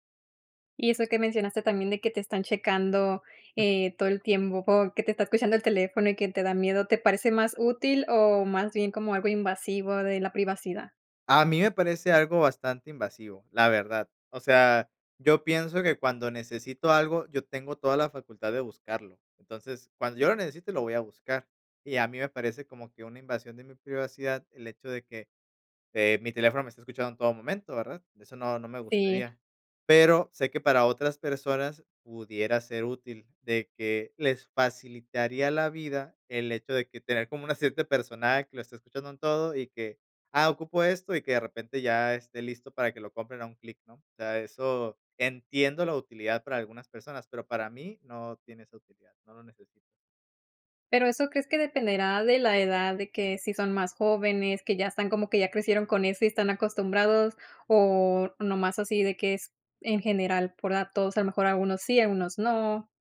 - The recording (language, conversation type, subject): Spanish, podcast, ¿Cómo influyen las redes sociales en lo que consumimos?
- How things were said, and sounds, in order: none